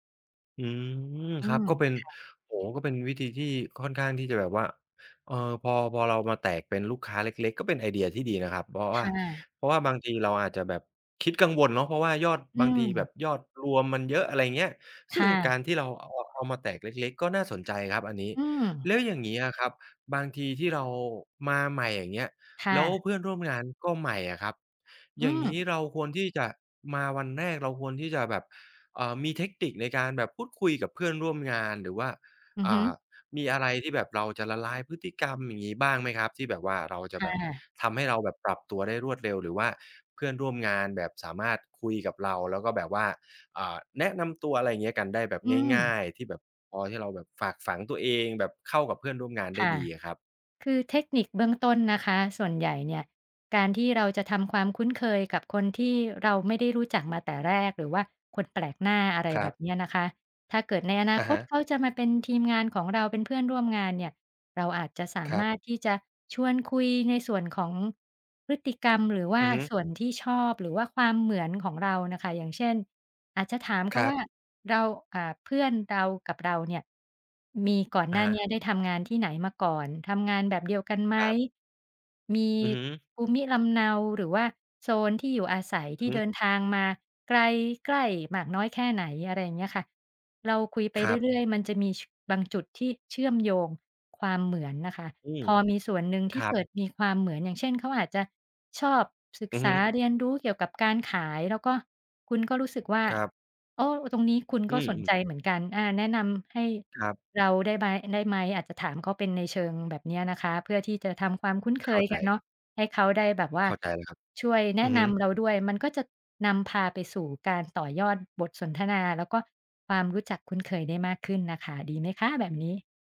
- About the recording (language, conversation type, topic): Thai, advice, คุณควรปรับตัวอย่างไรเมื่อเริ่มงานใหม่ในตำแหน่งที่ไม่คุ้นเคย?
- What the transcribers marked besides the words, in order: other background noise; tapping